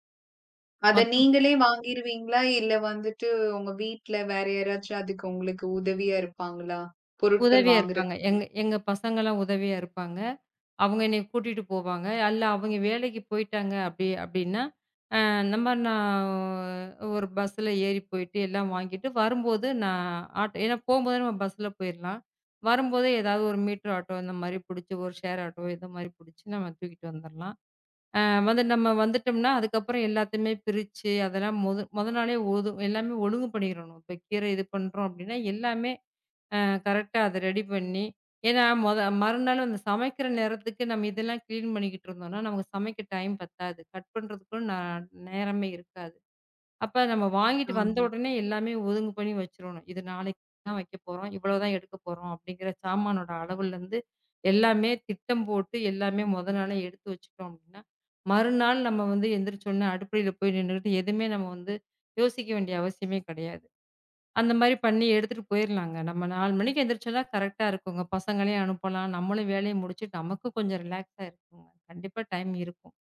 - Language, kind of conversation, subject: Tamil, podcast, உங்களின் பிடித்த ஒரு திட்டம் பற்றி சொல்லலாமா?
- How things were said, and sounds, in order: drawn out: "நா"; in English: "க்ளீன்"; in English: "கட்"; in English: "ரிலக்ஸ்ஸா"